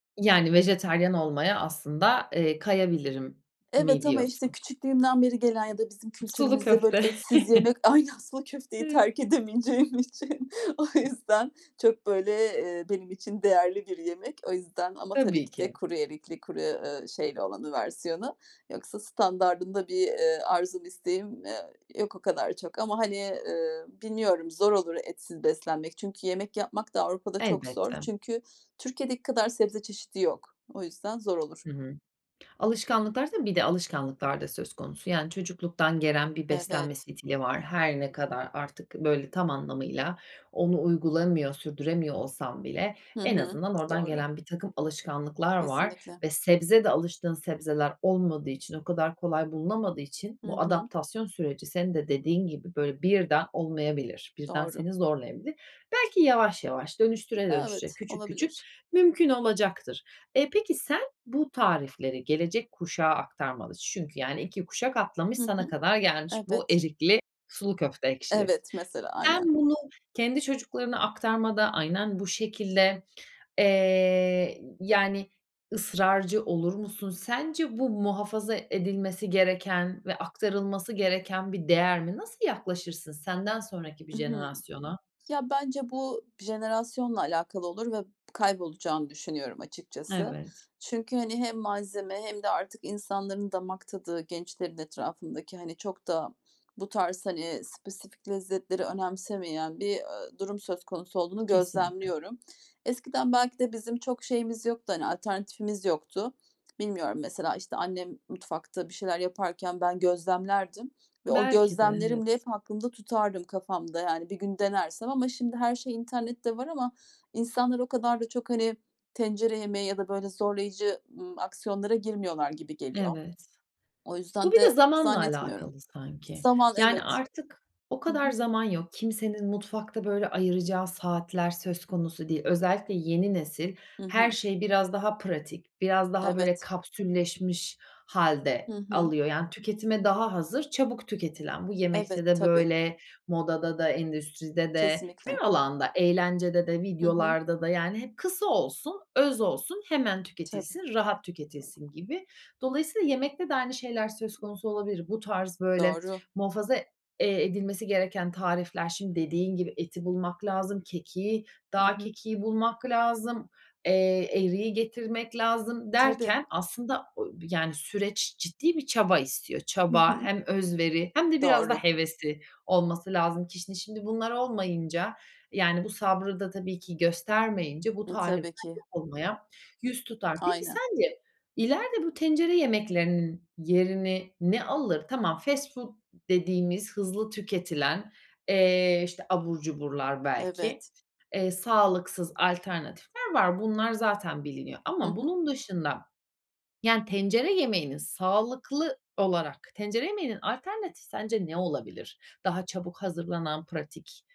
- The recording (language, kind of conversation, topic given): Turkish, podcast, Tarifleri kuşaktan kuşağa nasıl aktarıyorsun?
- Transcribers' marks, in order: chuckle; laughing while speaking: "aynı aslında köfteyi terk edemeyeceğim için"; laughing while speaking: "Evet"; other background noise; tapping